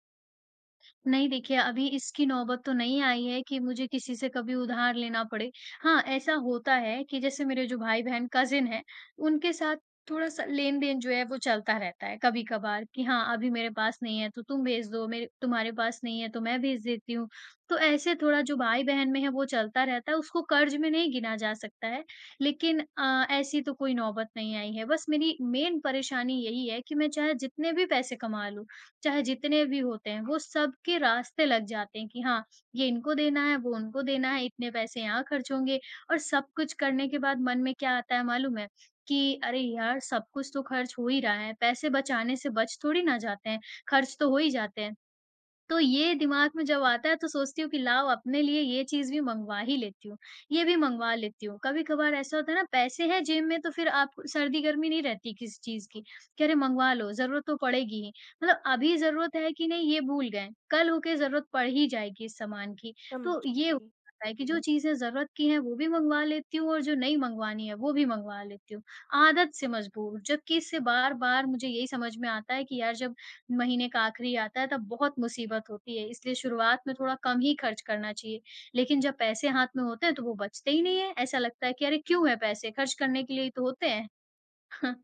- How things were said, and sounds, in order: in English: "कज़न"; in English: "मेन"; other background noise; chuckle
- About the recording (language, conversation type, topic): Hindi, advice, माह के अंत से पहले आपका पैसा क्यों खत्म हो जाता है?